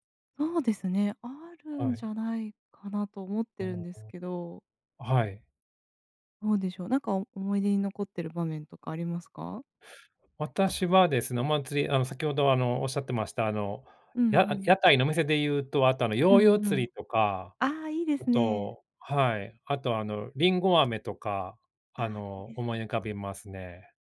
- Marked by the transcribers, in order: none
- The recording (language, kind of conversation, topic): Japanese, unstructured, 祭りに参加した思い出はありますか？
- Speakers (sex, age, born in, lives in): female, 30-34, Japan, Japan; male, 45-49, Japan, United States